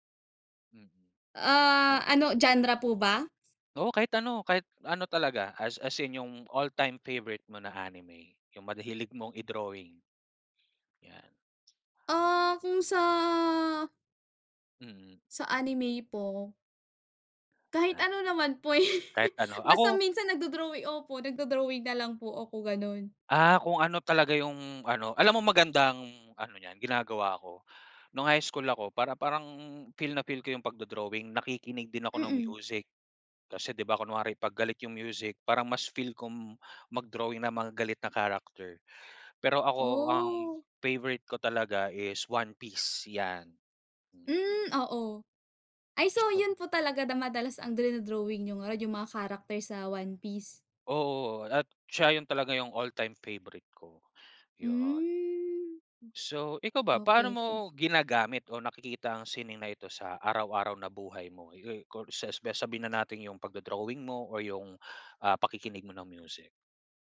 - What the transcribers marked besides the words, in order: laughing while speaking: "eh"; laugh
- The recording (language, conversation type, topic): Filipino, unstructured, Ano ang paborito mong klase ng sining at bakit?